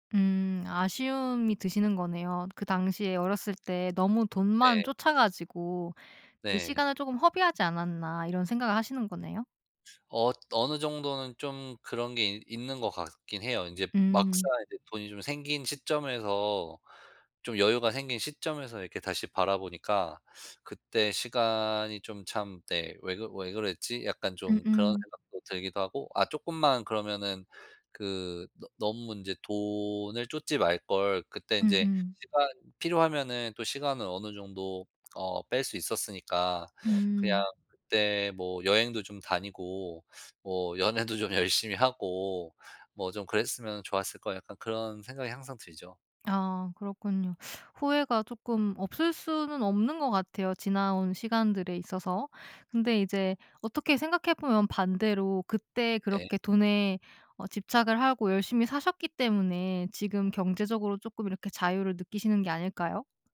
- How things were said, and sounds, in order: laughing while speaking: "연애도 좀 열심히 하고"
- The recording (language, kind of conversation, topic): Korean, podcast, 돈과 시간 중 무엇을 더 소중히 여겨?